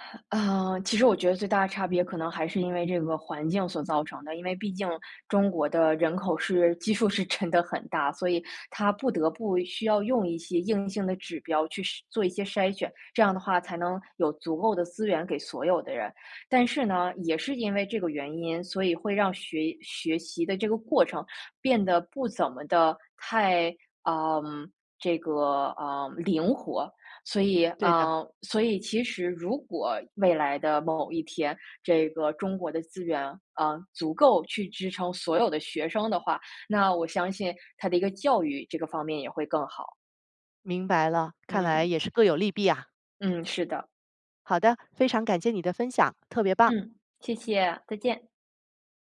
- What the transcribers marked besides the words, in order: laughing while speaking: "基数是真的很大"
- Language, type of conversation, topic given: Chinese, podcast, 你家里人对你的学历期望有多高？